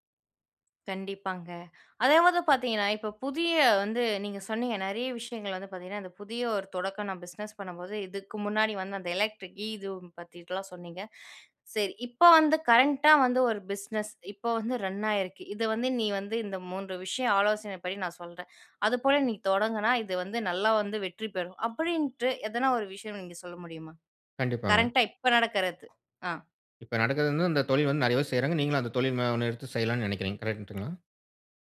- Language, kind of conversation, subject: Tamil, podcast, புதியதாக தொடங்குகிறவர்களுக்கு உங்களின் மூன்று முக்கியமான ஆலோசனைகள் என்ன?
- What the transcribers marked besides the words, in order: "மாரிலாம்" said as "மாதா"; "பேர்" said as "வேர்"; other background noise; "கரெக்ட்டுங்களா" said as "கரஇன்ட்டுங்களா"